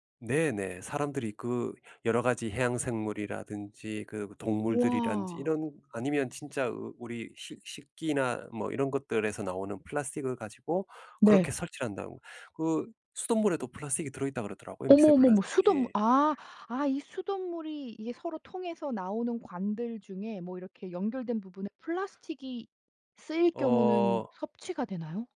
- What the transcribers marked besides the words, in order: other background noise
- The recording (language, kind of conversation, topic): Korean, podcast, 요즘 집에서 실천하고 있는 친환경 습관에는 어떤 것들이 있나요?